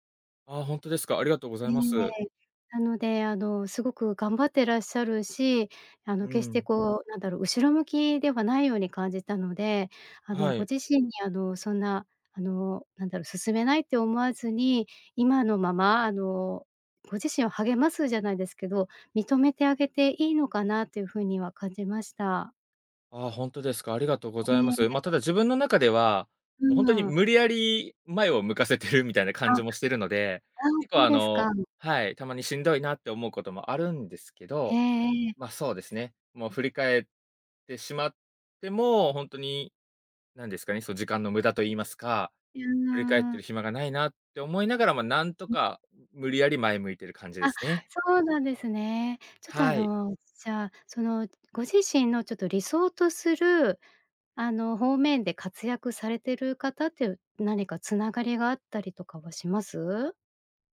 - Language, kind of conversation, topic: Japanese, advice, 自分を責めてしまい前に進めないとき、どうすればよいですか？
- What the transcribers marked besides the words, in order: other background noise; laughing while speaking: "向かせてる"